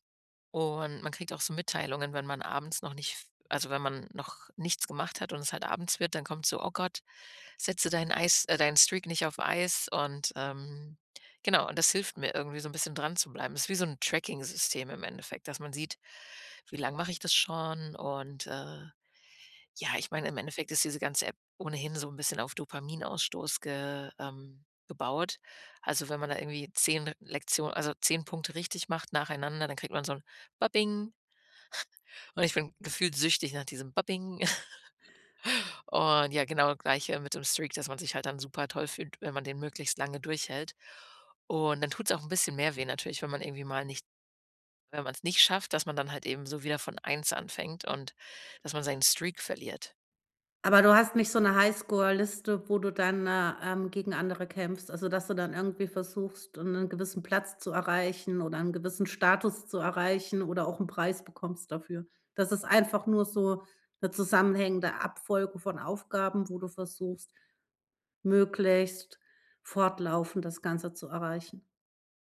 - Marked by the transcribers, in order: in English: "Streak"; put-on voice: "Babing"; snort; put-on voice: "Babing"; chuckle; in English: "Streak"; in English: "Streak"
- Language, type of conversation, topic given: German, podcast, Wie planst du Zeit fürs Lernen neben Arbeit und Alltag?